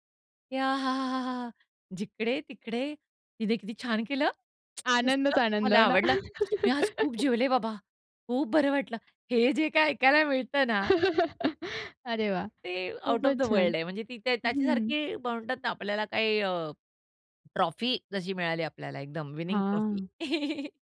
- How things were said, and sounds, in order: drawn out: "याहांहां"; tapping; lip smack; laugh; laugh; in English: "आउट ऑफ द वर्ल्ड"; chuckle
- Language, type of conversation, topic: Marathi, podcast, प्रेम व्यक्त करण्यासाठी जेवणाचा उपयोग कसा केला जातो?